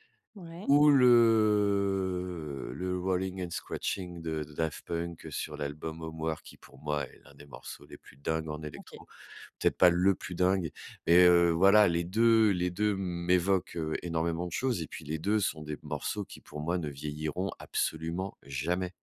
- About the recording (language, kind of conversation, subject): French, podcast, Quelle musique te transporte directement dans un souvenir précis ?
- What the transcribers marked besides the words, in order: drawn out: "le"; put-on voice: "Rollin' and scratchin'"; stressed: "le"